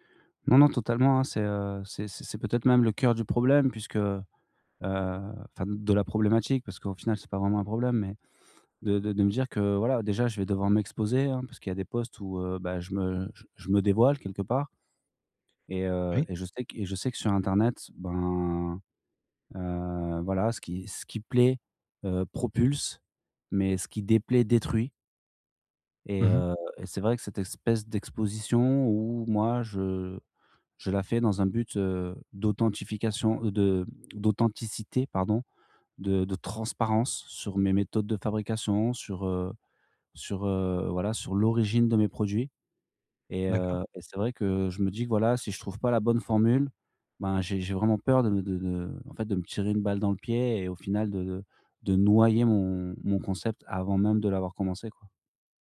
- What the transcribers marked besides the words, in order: other background noise; tapping; in English: "posts"; stressed: "propulse"; stressed: "transparence"; stressed: "noyer"
- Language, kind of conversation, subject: French, advice, Comment puis-je réduire mes attentes pour avancer dans mes projets créatifs ?